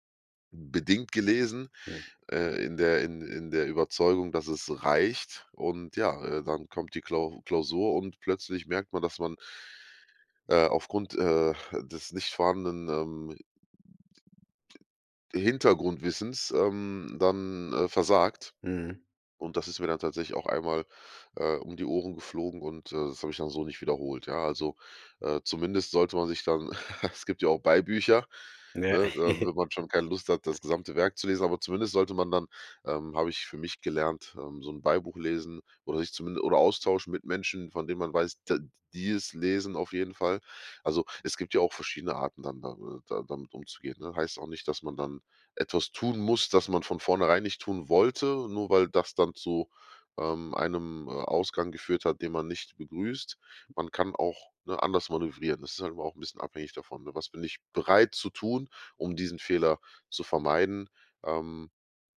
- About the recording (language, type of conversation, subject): German, podcast, Was hilft dir, aus einem Fehler eine Lektion zu machen?
- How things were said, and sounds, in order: other noise; chuckle; chuckle; other background noise